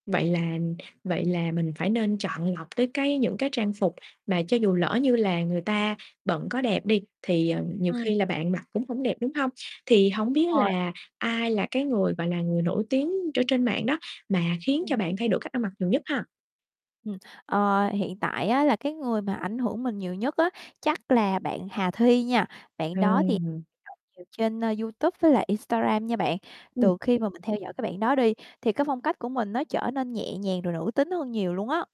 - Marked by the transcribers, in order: static; tapping; distorted speech; unintelligible speech
- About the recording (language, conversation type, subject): Vietnamese, podcast, Mạng xã hội ảnh hưởng đến gu của bạn như thế nào?